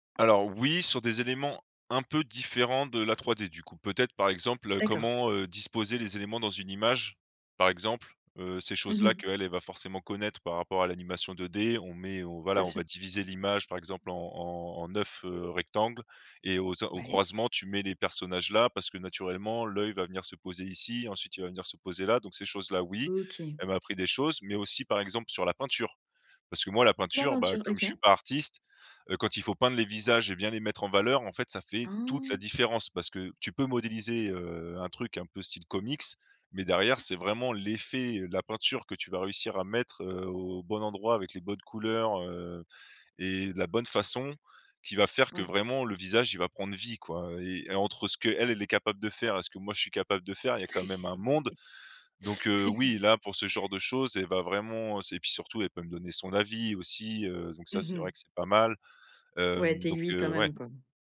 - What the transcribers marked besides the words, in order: stressed: "toute"; tapping; other background noise; laugh; stressed: "monde"
- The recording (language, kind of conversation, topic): French, podcast, Comment as-tu commencé ce hobby ?